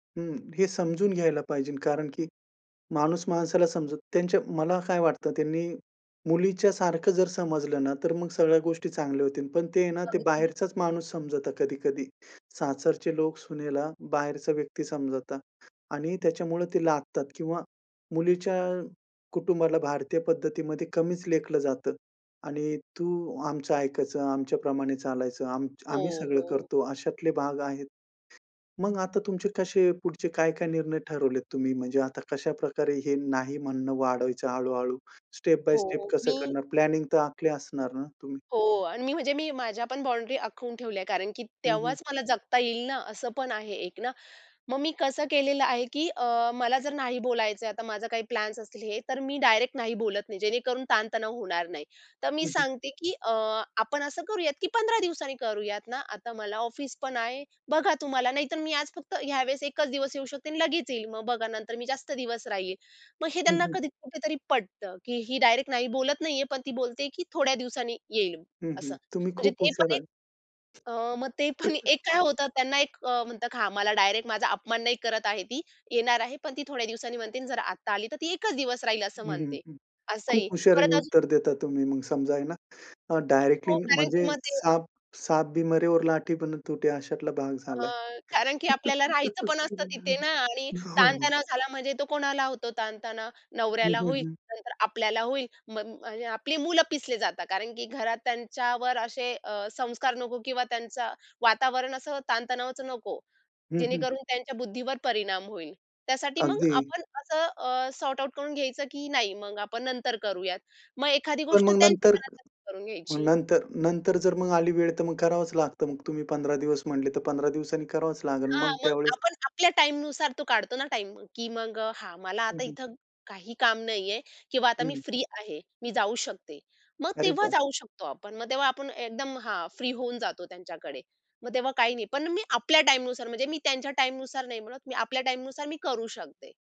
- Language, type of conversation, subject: Marathi, podcast, सासरच्या नात्यांमध्ये निरोगी मर्यादा कशा ठेवाव्यात?
- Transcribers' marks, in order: tapping; in English: "स्टेप बाय स्टेप"; in English: "प्लॅनिंग"; laughing while speaking: "पण"; other background noise; chuckle; in Hindi: "साप, साप भी मरे और लाठी भी ना तुटे"; chuckle